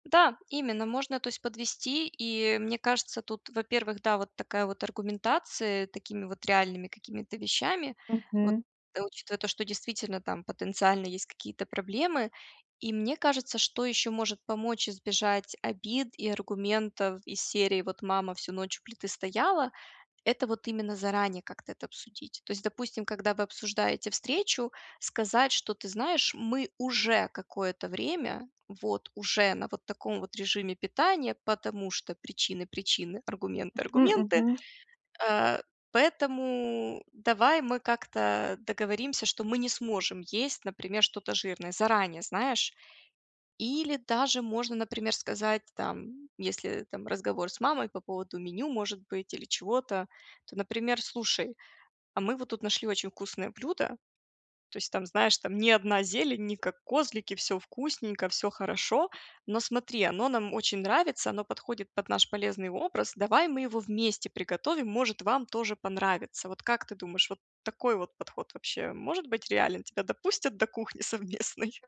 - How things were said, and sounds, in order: none
- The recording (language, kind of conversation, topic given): Russian, advice, Как вежливо не поддаваться давлению при выборе еды?